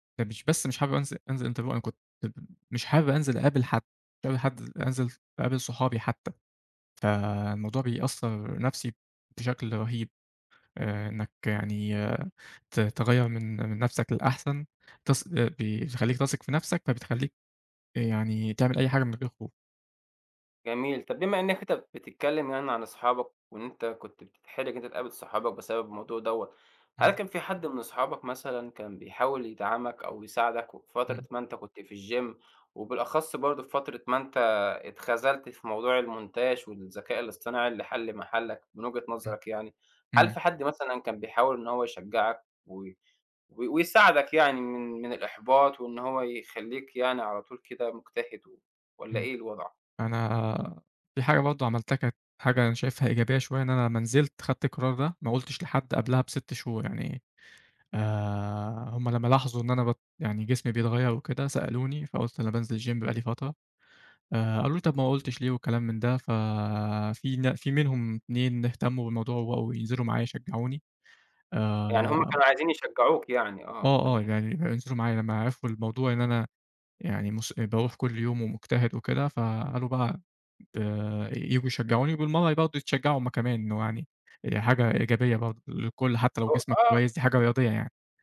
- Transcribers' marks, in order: in English: "INTERVIEW"; in English: "الچيم"; in English: "المونتاج"; in English: "الچيم"; unintelligible speech
- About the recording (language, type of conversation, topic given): Arabic, podcast, إزاي بتتعامل مع الخوف من التغيير؟